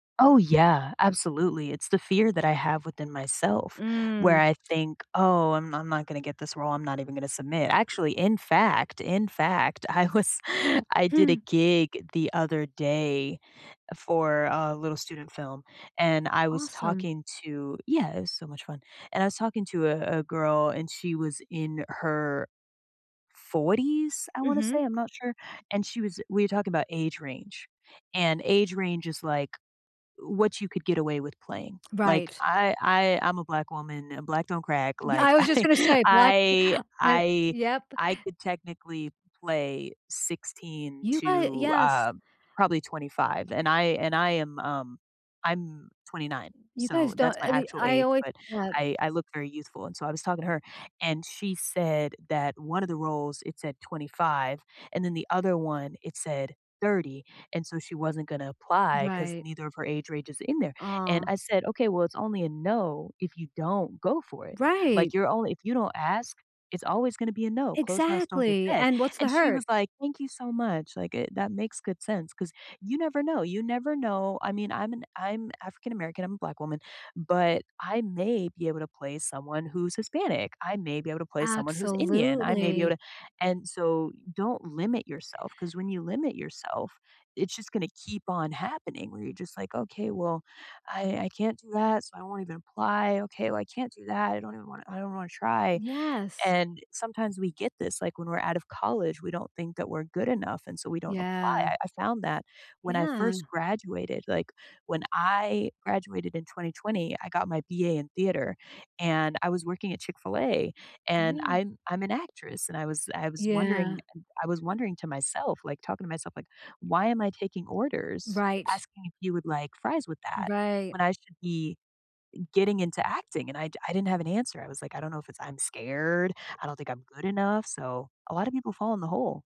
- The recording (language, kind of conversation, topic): English, unstructured, Have you ever felt held back from reaching your dreams?
- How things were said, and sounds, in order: laughing while speaking: "I was"; laughing while speaking: "I"; drawn out: "I"; other background noise; tapping